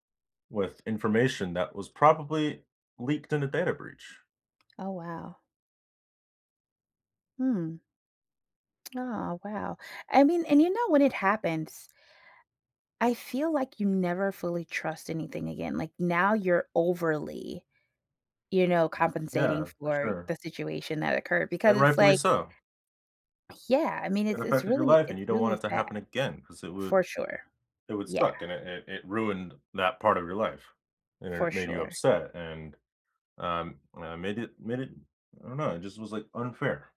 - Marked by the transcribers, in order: tapping; stressed: "again"
- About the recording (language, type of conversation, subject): English, unstructured, What do you think about companies tracking what you do online?